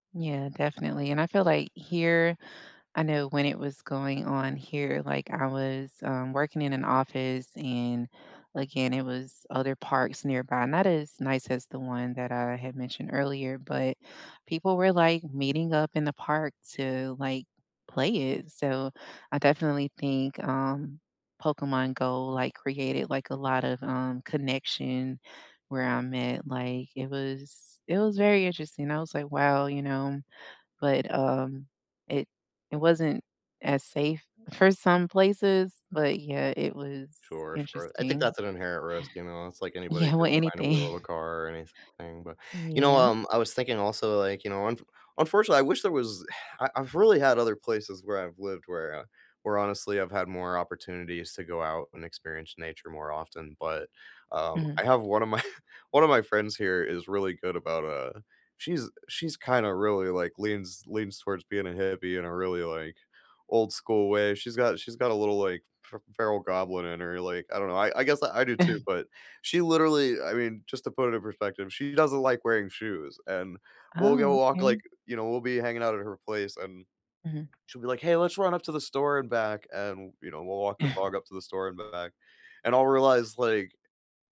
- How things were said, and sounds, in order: other background noise; scoff; chuckle; scoff
- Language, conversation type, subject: English, unstructured, What everyday natural features in your neighborhood help you feel connected to the people and places around you?
- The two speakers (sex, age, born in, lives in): female, 35-39, United States, United States; male, 40-44, United States, United States